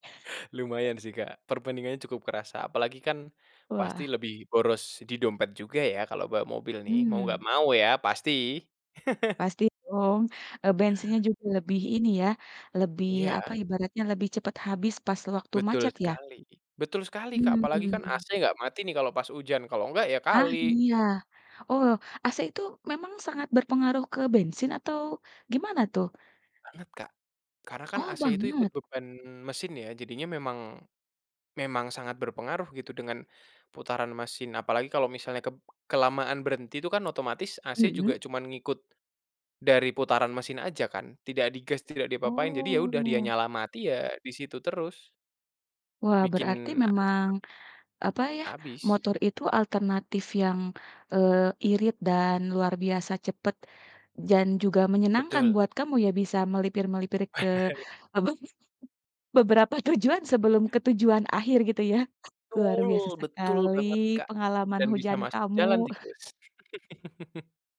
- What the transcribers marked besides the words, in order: tapping; chuckle; chuckle; laughing while speaking: "apa"; other background noise; chuckle; laugh
- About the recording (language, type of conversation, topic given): Indonesian, podcast, Bagaimana musim hujan mengubah kehidupan sehari-harimu?